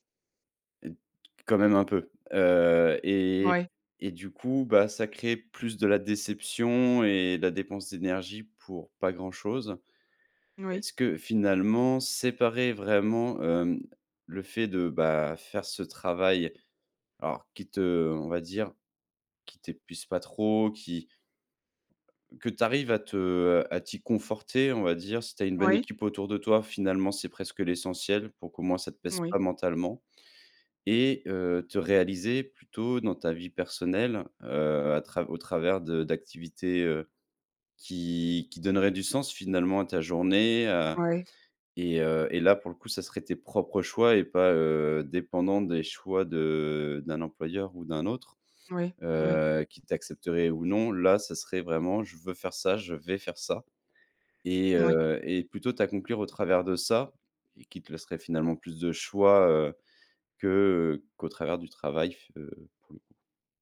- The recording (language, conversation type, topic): French, advice, Comment puis-je redonner du sens à mon travail au quotidien quand il me semble routinier ?
- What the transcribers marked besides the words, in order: stressed: "vais"